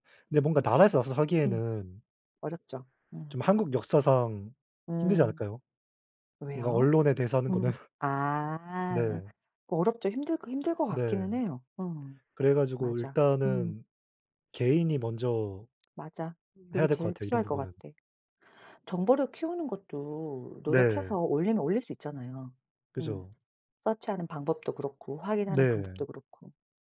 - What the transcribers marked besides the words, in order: other background noise; laughing while speaking: "거는"; tapping
- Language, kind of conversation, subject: Korean, unstructured, 가짜 뉴스가 사회에 어떤 영향을 미칠까요?